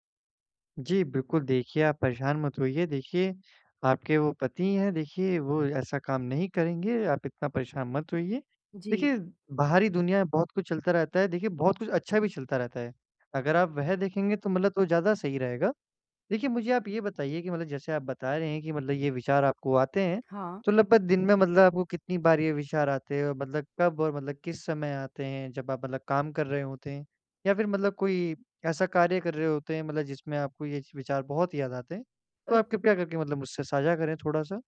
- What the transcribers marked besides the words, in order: none
- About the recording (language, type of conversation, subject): Hindi, advice, नकारात्मक विचारों को कैसे बदलकर सकारात्मक तरीके से दोबारा देख सकता/सकती हूँ?